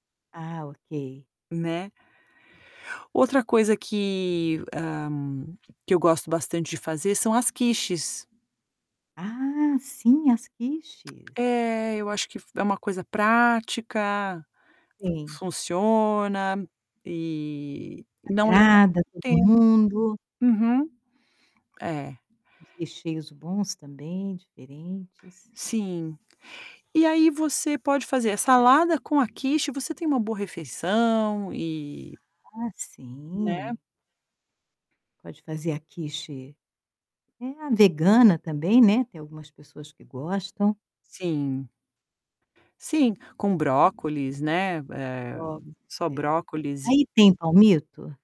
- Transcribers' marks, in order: static; other background noise; tapping; distorted speech; unintelligible speech
- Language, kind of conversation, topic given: Portuguese, podcast, Como você usa a cozinha como uma forma de expressar sua criatividade?